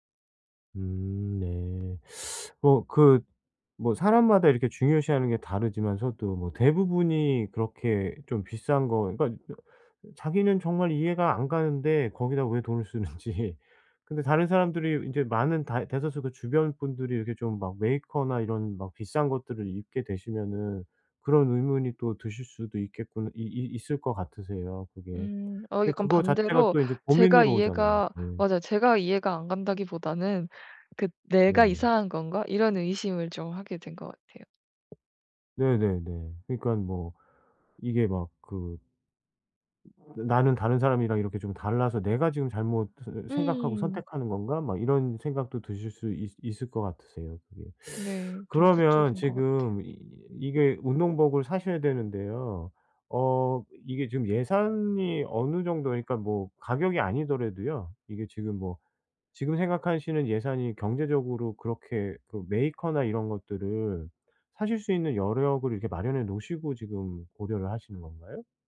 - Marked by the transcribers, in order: teeth sucking; laughing while speaking: "쓰는지"; tapping; other background noise
- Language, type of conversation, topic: Korean, advice, 예산이 한정된 상황에서 어떻게 하면 좋은 선택을 할 수 있을까요?